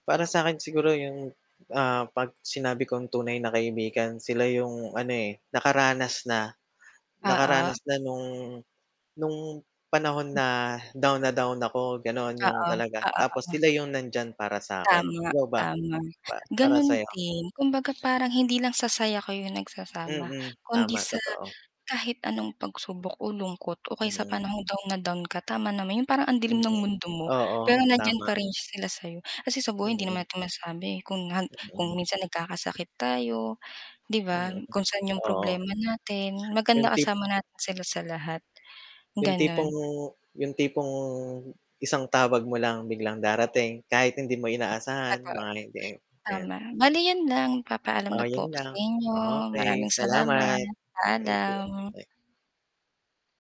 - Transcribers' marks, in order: static; mechanical hum; tapping
- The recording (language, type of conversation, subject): Filipino, unstructured, Ano ang pinakamahalagang natutunan mo tungkol sa pakikipagkaibigan?